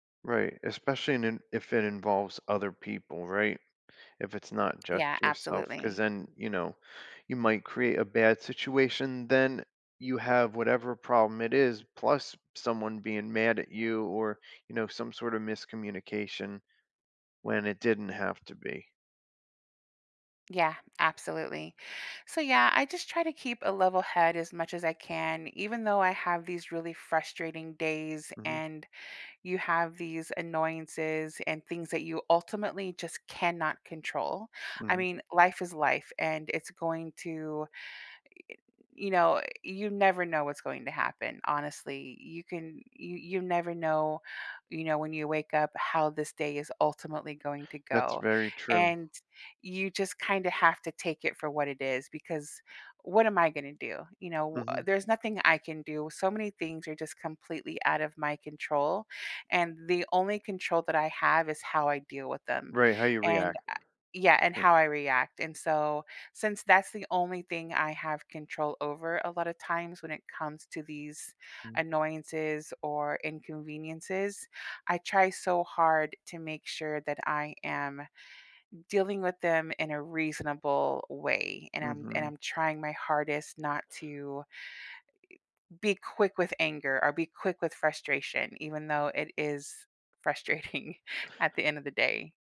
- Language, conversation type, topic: English, unstructured, How are small daily annoyances kept from ruining one's mood?
- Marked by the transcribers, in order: tapping; laughing while speaking: "frustrating"